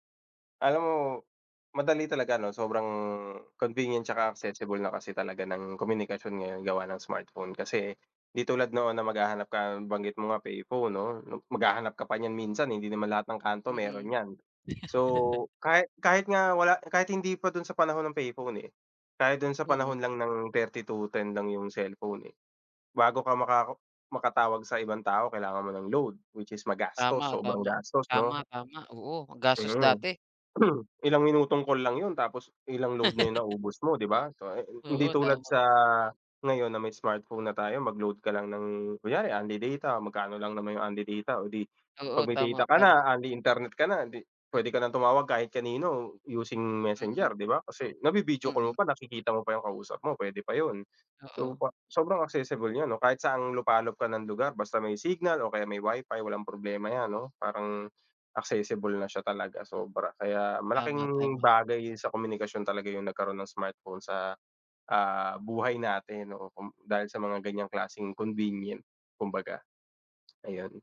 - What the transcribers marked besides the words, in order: laugh; cough; laugh; tapping
- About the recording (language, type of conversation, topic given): Filipino, unstructured, Ano ang naramdaman mo nang unang beses kang gumamit ng matalinong telepono?
- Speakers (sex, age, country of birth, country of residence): male, 30-34, Philippines, Philippines; male, 35-39, Philippines, Philippines